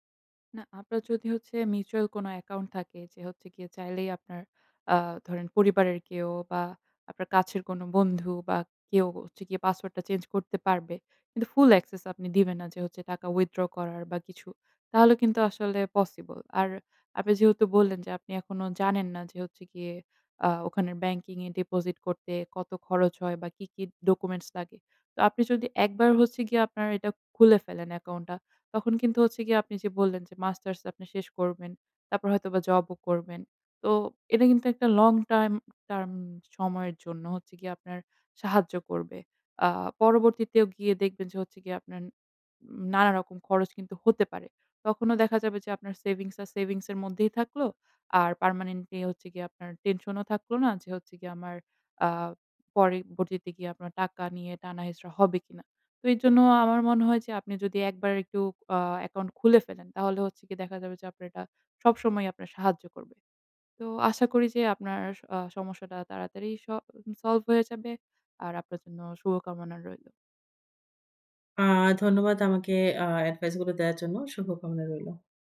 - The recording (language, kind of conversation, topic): Bengali, advice, ক্যাশফ্লো সমস্যা: বেতন, বিল ও অপারেটিং খরচ মেটাতে উদ্বেগ
- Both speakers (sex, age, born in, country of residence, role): female, 20-24, Bangladesh, Bangladesh, advisor; female, 25-29, Bangladesh, Finland, user
- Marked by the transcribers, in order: in English: "mutual"; in English: "full access"; in English: "withdraw"; in English: "long time term"